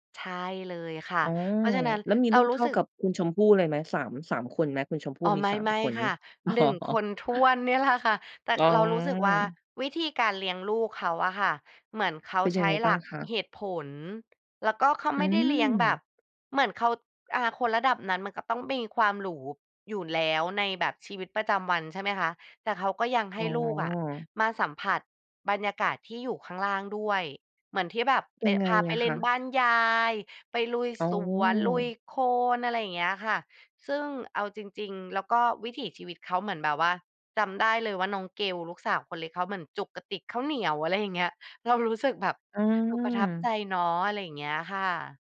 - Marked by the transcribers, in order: laughing while speaking: "อ๋อ"; other background noise
- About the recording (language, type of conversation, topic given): Thai, podcast, เราควรเลือกติดตามคนดังอย่างไรให้ส่งผลดีต่อชีวิต?